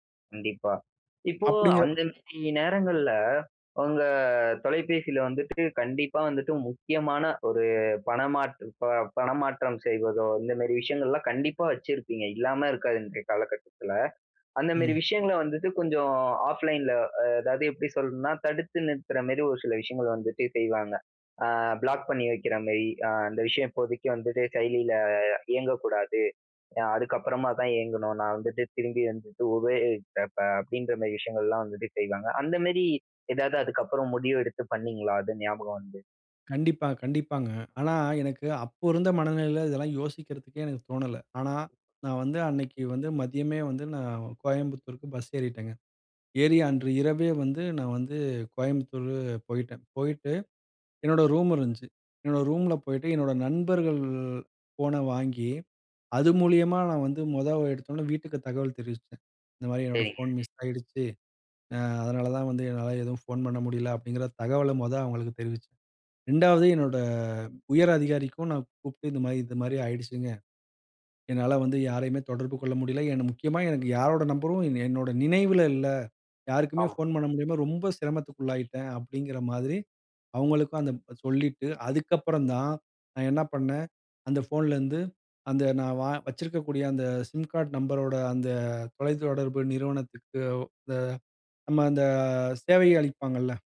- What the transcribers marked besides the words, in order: "மாதிரி" said as "மேரி"; "மாதிரி" said as "மேரி"; "மாதிரி" said as "மேரி"; in English: "ஆஃப்லைன்ல"; "மாதிரி" said as "மேரி"; in English: "பிளாக்"; "மாதிரி" said as "மேரி"; drawn out: "செயலியில"; "மாதிரி" said as "மேரி"; "மாதிரி" said as "மேரி"; drawn out: "நண்பர்கள்"; "மூலியமா" said as "மூலமா"; "மாதிரி" said as "மாரி"; "மாதிரி" said as "மாரி"
- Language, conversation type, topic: Tamil, podcast, நீங்கள் வழிதவறி, கைப்பேசிக்கு சிக்னலும் கிடைக்காமல் சிக்கிய அந்த அனுபவம் எப்படி இருந்தது?